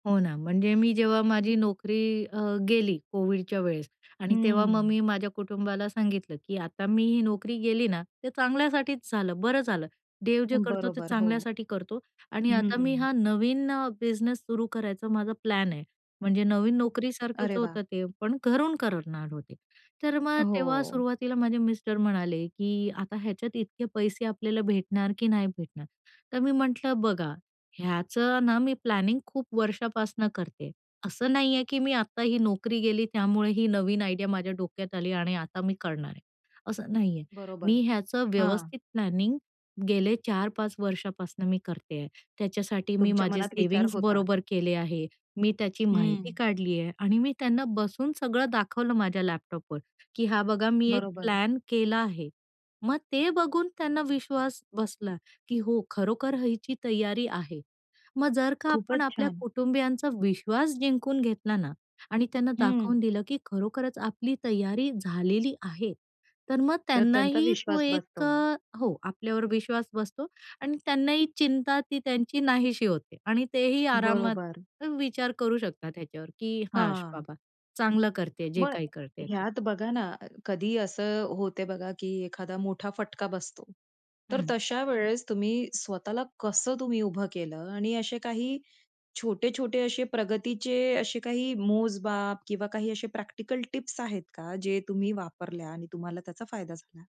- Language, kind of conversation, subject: Marathi, podcast, करिअर बदलताना आत्मविश्वास टिकवण्यासाठी तुम्ही कोणते उपाय करता?
- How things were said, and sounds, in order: other background noise; tapping; in English: "प्लॅनिंग"; in English: "आयडिया"; in English: "प्लॅनिंग"; background speech